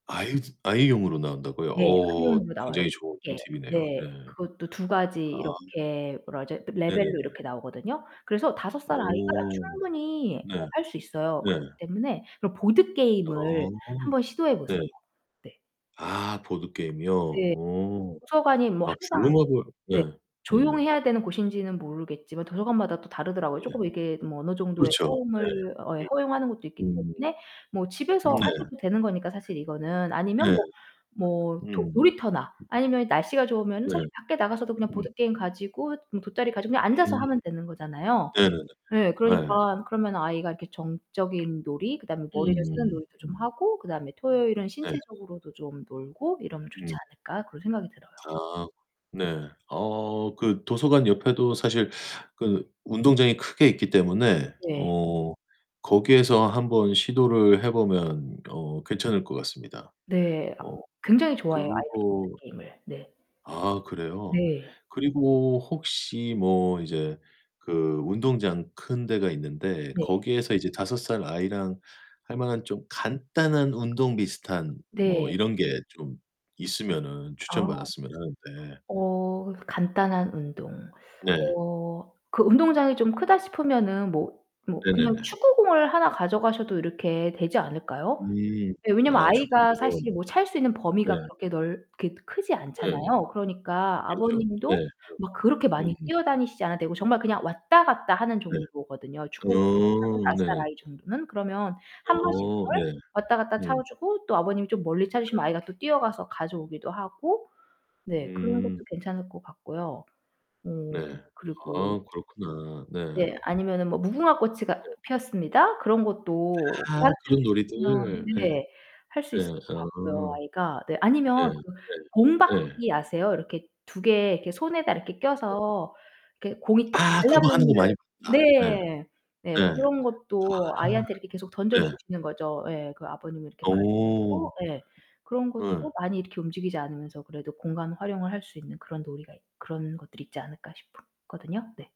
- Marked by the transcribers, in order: distorted speech; other background noise; unintelligible speech; tapping
- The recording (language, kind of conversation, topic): Korean, advice, 부모가 된 뒤 바뀐 생활 패턴에 어떻게 적응하고 계신가요?
- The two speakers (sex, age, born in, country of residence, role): female, 40-44, United States, United States, advisor; male, 45-49, South Korea, United States, user